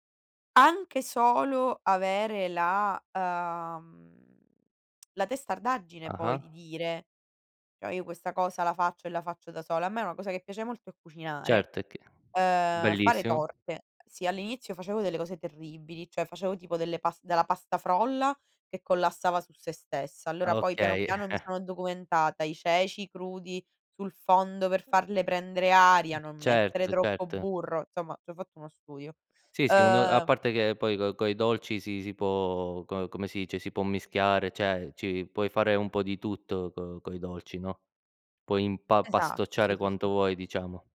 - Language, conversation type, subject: Italian, unstructured, Hai mai imparato qualcosa che ti ha cambiato la giornata?
- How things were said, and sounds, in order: drawn out: "ehm"; tsk; drawn out: "ehm"; other background noise; chuckle; "Insomma" said as "nsomma"; "cioè" said as "ceh"